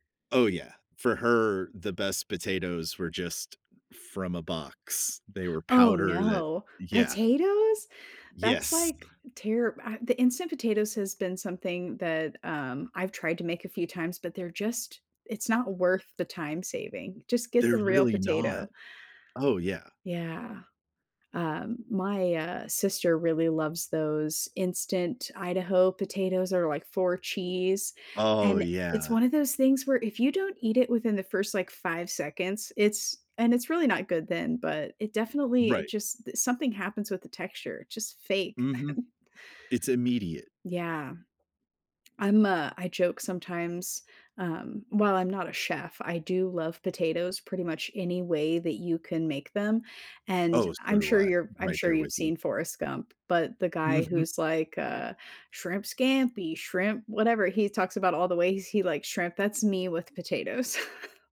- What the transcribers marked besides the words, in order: other background noise; giggle; tapping; chuckle
- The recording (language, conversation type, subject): English, unstructured, How can I make a meal feel more comforting?
- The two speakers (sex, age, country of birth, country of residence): female, 35-39, United States, United States; male, 40-44, United States, United States